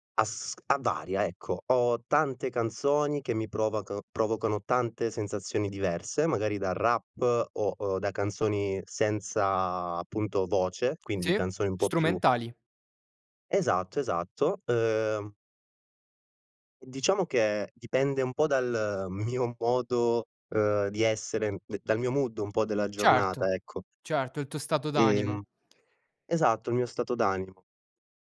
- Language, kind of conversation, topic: Italian, podcast, Quale canzone ti fa sentire a casa?
- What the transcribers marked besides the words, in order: tongue click; laughing while speaking: "mio modo"; in English: "mood"